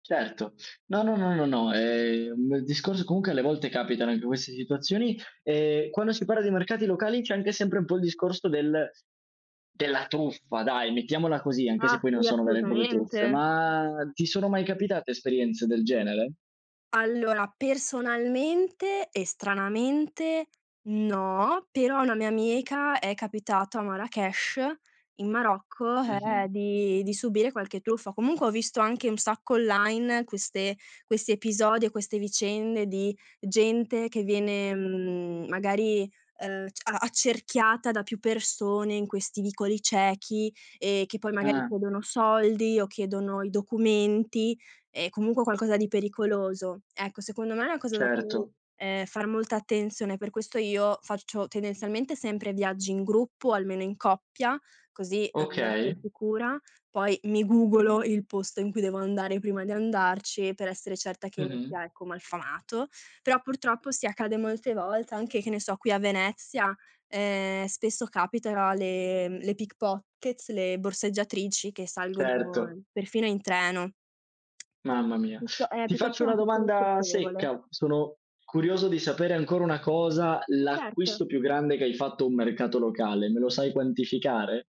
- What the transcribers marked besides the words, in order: "proprie" said as "propie"; drawn out: "ma"; tapping; in English: "gugolo"; "googlo" said as "gugolo"; in English: "pickpockets"; lip smack
- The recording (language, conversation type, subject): Italian, podcast, Che cosa ti piace assaggiare quando sei in un mercato locale?